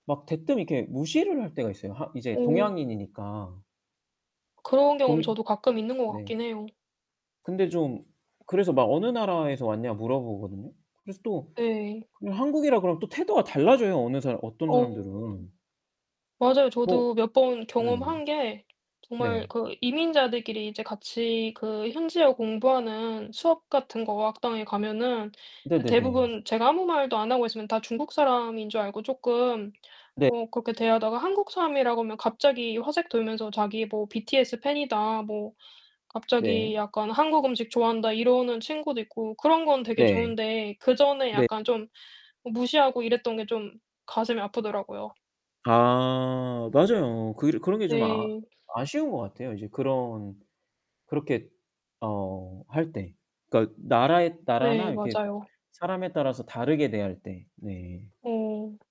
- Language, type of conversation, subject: Korean, unstructured, 여행할 때 현지인이 불친절하게 대하면 기분이 어떠신가요?
- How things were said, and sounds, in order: distorted speech; other background noise; tapping